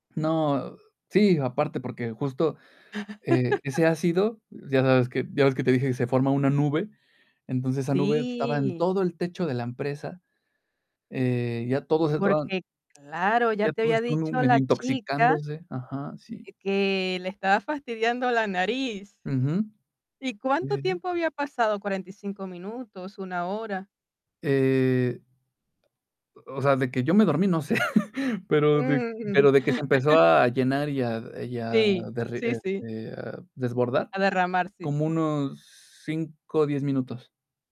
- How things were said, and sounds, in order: laugh; static; laughing while speaking: "no sé"; laugh
- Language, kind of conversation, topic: Spanish, podcast, ¿Qué papel tienen los errores en tu forma de aprender?